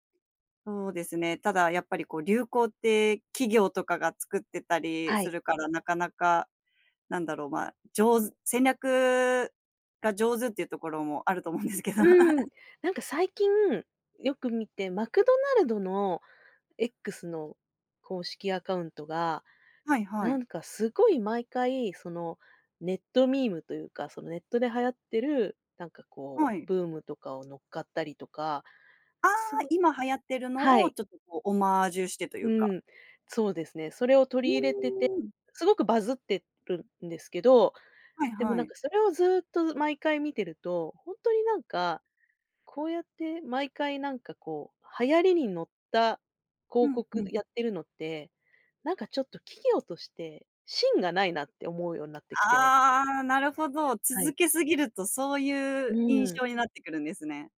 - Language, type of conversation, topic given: Japanese, podcast, 普段、SNSの流行にどれくらい影響されますか？
- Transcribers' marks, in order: laughing while speaking: "あると思うんですけど"; laugh; in French: "オマージュ"